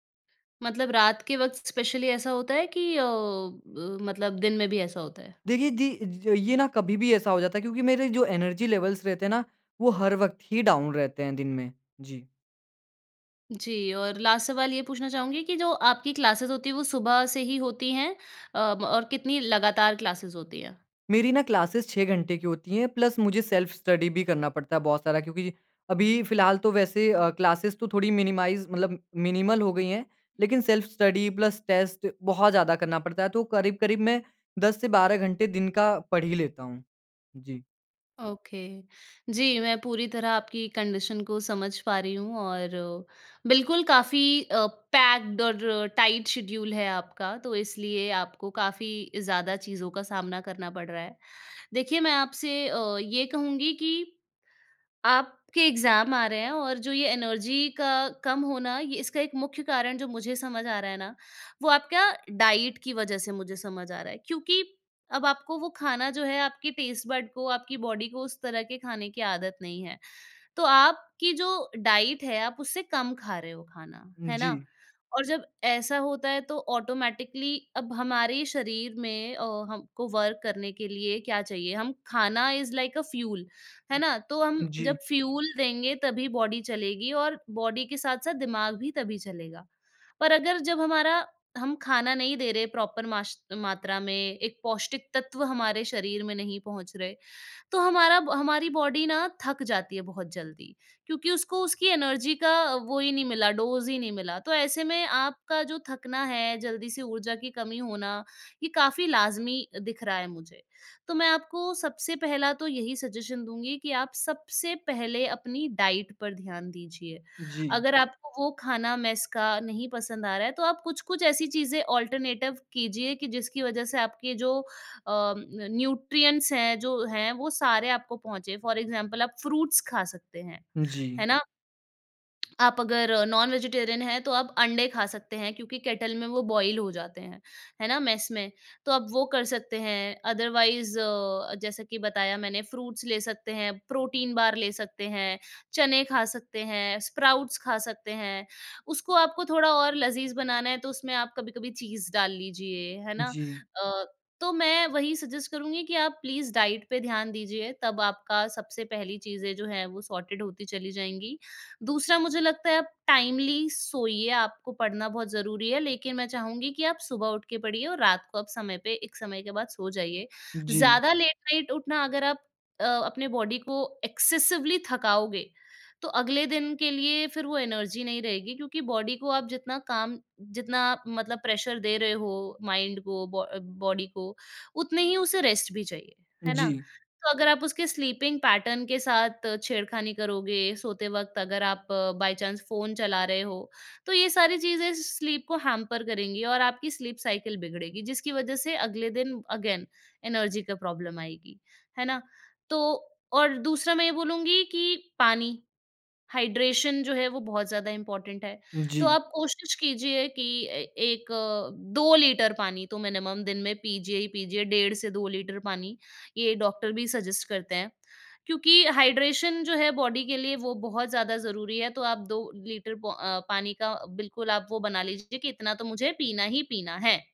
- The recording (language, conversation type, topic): Hindi, advice, दिनचर्या बदलने के बाद भी मेरी ऊर्जा में सुधार क्यों नहीं हो रहा है?
- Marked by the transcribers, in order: in English: "इस्पेशली"; in English: "एनर्जी लेवल्स"; in English: "डाउन"; in English: "लास्ट"; in English: "क्लासेस"; in English: "क्लासेस"; in English: "क्लासेस"; in English: "प्लस"; in English: "सेल्फ स्टडी"; in English: "क्लासेस"; in English: "मिनिमाइज़"; in English: "मिनिमल"; in English: "सेल्फ स्टडी प्लस टेस्ट"; in English: "ओके"; in English: "कंडीशन"; in English: "पैक्ड"; in English: "टाइट शेड्यूल"; in English: "एग्ज़ाम"; in English: "एनर्जी"; in English: "डाइट"; in English: "टेस्ट बड"; in English: "बॉडी"; in English: "डाइट"; in English: "ऑटोमैटिकली"; in English: "वर्क"; in English: "इज़ लाइक अ फ्यूल"; in English: "फ्यूल"; in English: "बॉडी"; in English: "बॉडी"; in English: "प्रॉपर"; in English: "बॉडी"; in English: "एनर्जी"; in English: "डोज़"; in English: "सजेशन"; in English: "डाइट"; in English: "अल्टरनेटिव"; in English: "न्यूट्रिएंट्स"; in English: "फ़ॉर एग्जांपल"; in English: "फ्रूट्स"; tongue click; in English: "नॉन वेजिटेरियन"; in English: "केटल"; in English: "बॉयल"; in English: "अदरवाइज"; in English: "फ्रूट्स"; in English: "स्प्राउट्स"; in English: "सजेस्ट"; in English: "प्लीज़ डाइट"; in English: "सॉर्टेड"; in English: "टाइमली"; in English: "लेट नाइट"; in English: "बॉडी"; in English: "एक्सेसिवली"; in English: "एनर्जी"; in English: "बॉडी"; in English: "प्रेशर"; in English: "माइंड"; in English: "बॉडी"; in English: "रेस्ट"; in English: "स्लीपिंग पैटर्न"; in English: "बाई चांस"; in English: "स्लीप"; in English: "हैंपर"; in English: "स्लीप साइकिल"; in English: "अगेन एनर्जी"; in English: "प्रॉब्लम"; in English: "हाइड्रेशन"; in English: "इम्पोर्टेंट"; in English: "मिनिमम"; in English: "सजेस्ट"; in English: "हाइड्रेशन"; in English: "बॉडी"